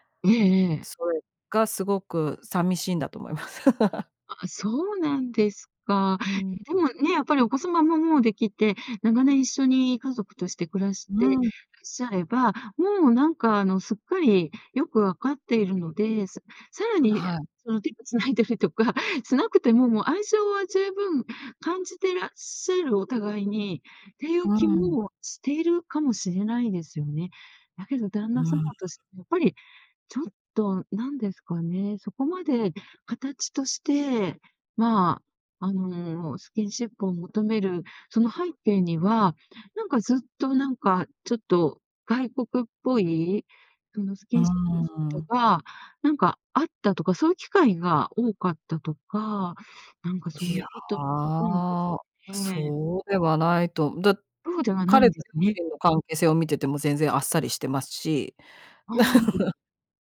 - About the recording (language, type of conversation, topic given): Japanese, podcast, 愛情表現の違いが摩擦になることはありましたか？
- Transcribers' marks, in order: chuckle; other background noise; chuckle